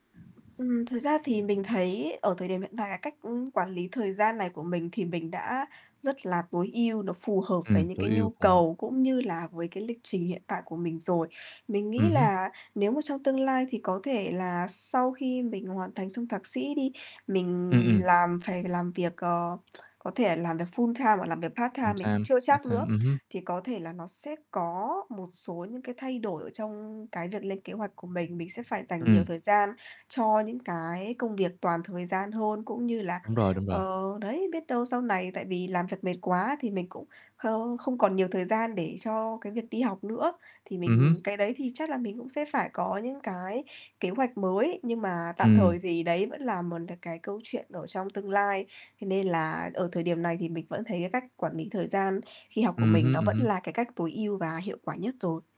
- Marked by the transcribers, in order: other background noise; static; distorted speech; tapping; tsk; in English: "full-time"; in English: "part-time"; in English: "Full-time, part-time"
- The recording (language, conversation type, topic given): Vietnamese, podcast, Bí quyết quản lý thời gian khi học của bạn là gì?